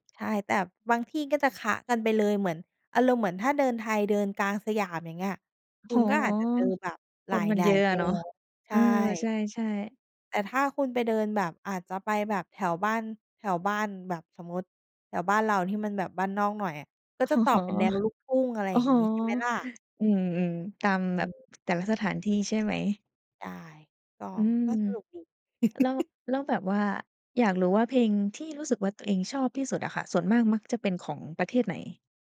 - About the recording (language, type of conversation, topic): Thai, podcast, คุณมักค้นพบเพลงใหม่ๆ จากช่องทางไหนมากที่สุด?
- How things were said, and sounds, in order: laughing while speaking: "อ๋อ"; chuckle; other background noise; chuckle; tapping